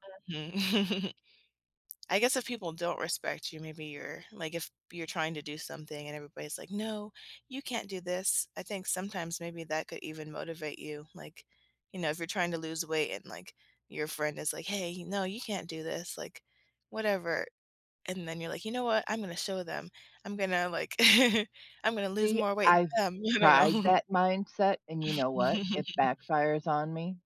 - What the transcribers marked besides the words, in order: chuckle; laugh; laughing while speaking: "I don't know"; other background noise; chuckle
- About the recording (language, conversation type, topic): English, unstructured, What helps you keep working toward your goals when motivation fades?
- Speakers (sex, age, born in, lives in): female, 30-34, United States, United States; female, 50-54, United States, United States